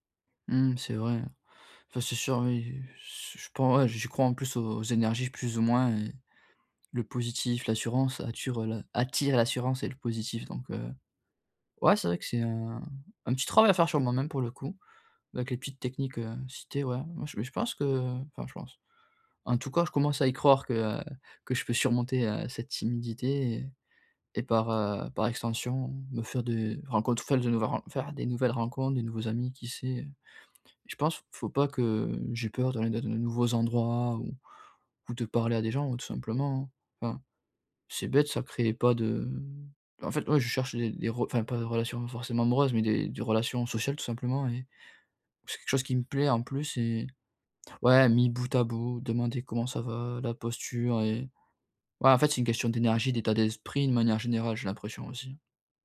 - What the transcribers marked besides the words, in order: "attirent" said as "atturent"; tapping
- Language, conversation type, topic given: French, advice, Comment surmonter ma timidité pour me faire des amis ?